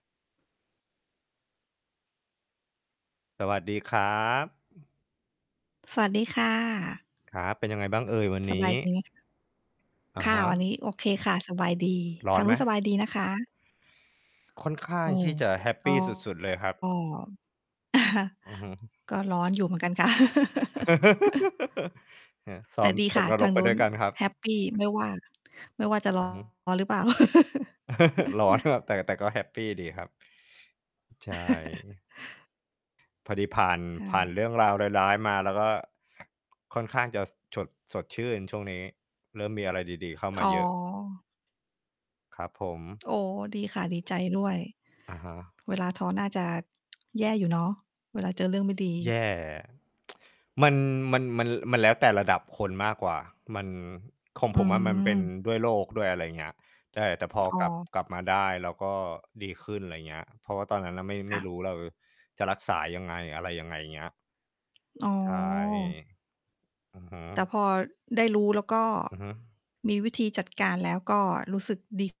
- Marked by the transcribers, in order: other noise; distorted speech; tapping; chuckle; laugh; laugh; laughing while speaking: "ครับ"; laugh; laugh; tsk; tsk; drawn out: "อ๋อ"
- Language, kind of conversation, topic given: Thai, unstructured, เวลาที่คุณรู้สึกท้อแท้ คุณทำอย่างไรให้กลับมามีกำลังใจและสู้ต่อได้อีกครั้ง?